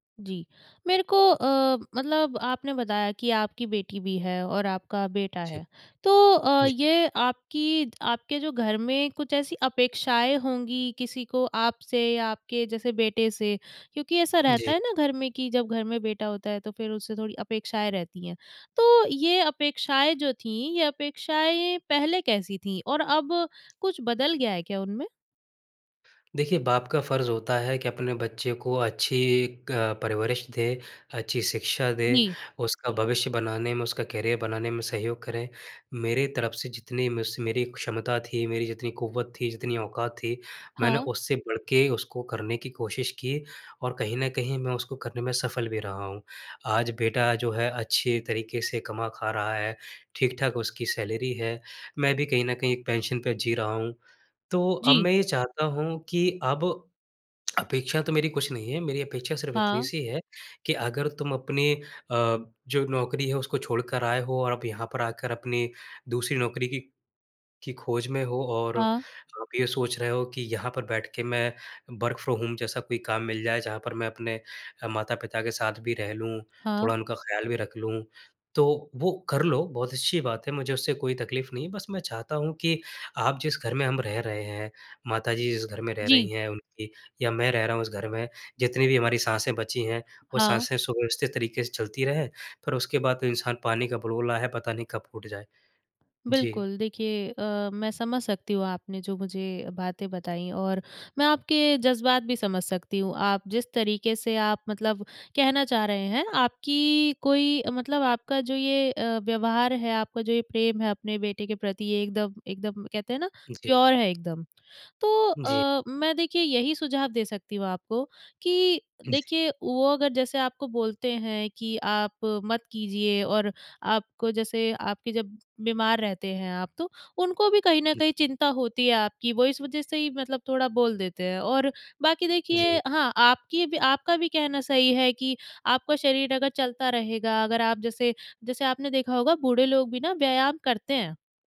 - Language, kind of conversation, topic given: Hindi, advice, वयस्क संतान की घर वापसी से कौन-कौन से संघर्ष पैदा हो रहे हैं?
- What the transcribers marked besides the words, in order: in English: "करियर"; in English: "सैलरी"; in English: "वर्क़ फ्रॉम होम"; in English: "प्योर"; other background noise